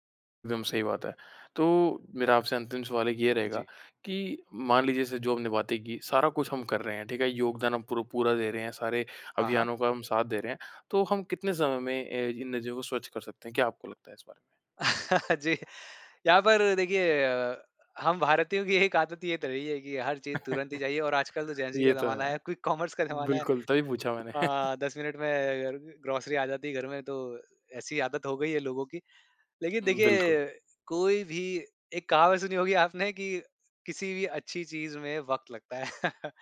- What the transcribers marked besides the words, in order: laugh; laughing while speaking: "जी"; laugh; laughing while speaking: "क्विक कॉमर्स का ज़माना है"; in English: "क्विक कॉमर्स"; chuckle; in English: "ग्रोसरी"; laugh
- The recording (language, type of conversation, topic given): Hindi, podcast, गंगा जैसी नदियों की सफाई के लिए सबसे जरूरी क्या है?